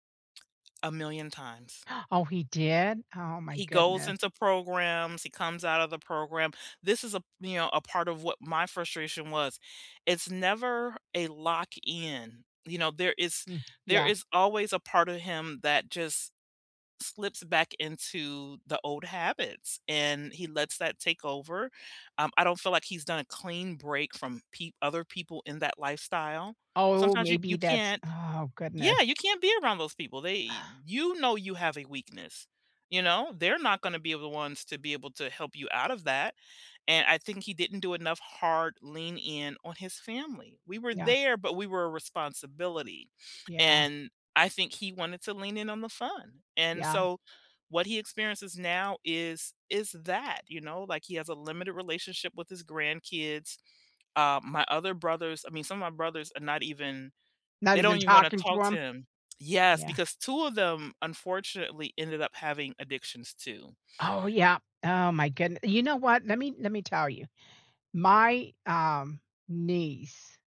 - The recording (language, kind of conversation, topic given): English, unstructured, How do you feel when you hear about addiction affecting families?
- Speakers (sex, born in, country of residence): female, United States, United States; female, United States, United States
- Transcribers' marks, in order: other background noise; gasp; tsk; sigh